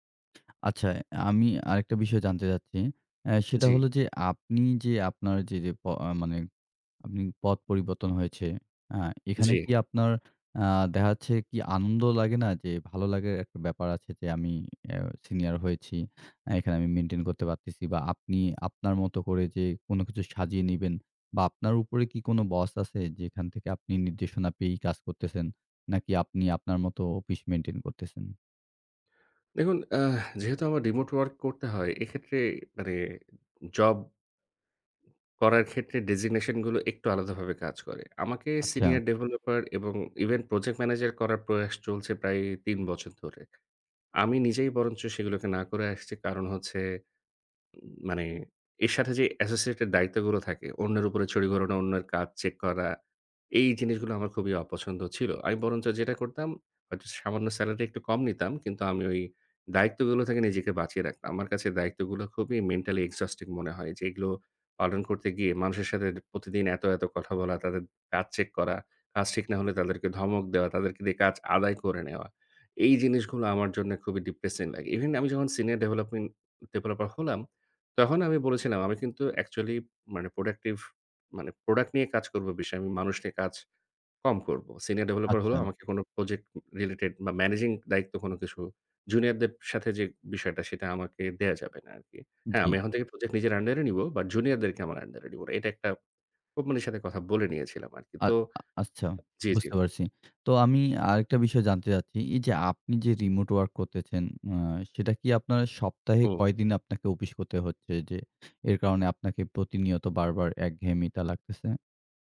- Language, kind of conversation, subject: Bengali, advice, নিয়মিত ক্লান্তি ও বার্নআউট কেন অনুভব করছি এবং কীভাবে সামলাতে পারি?
- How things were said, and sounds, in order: tapping; in English: "senior"; in English: "maintain"; in English: "boss"; in English: "maintain"; in English: "remote work"; in English: "designation"; in English: "senior developer"; in English: "even project manager"; in English: "associated"; in English: "mentally exhausting"; in English: "depressing"; in English: "Even"; in English: "senior development developer"; in English: "actually"; in English: "productive"; in English: "Senior developer"; in English: "project related"; in English: "managing"; in English: "junior"; in English: "project"; in English: "under"; in English: "but junior"; in English: "under"; in English: "remote work"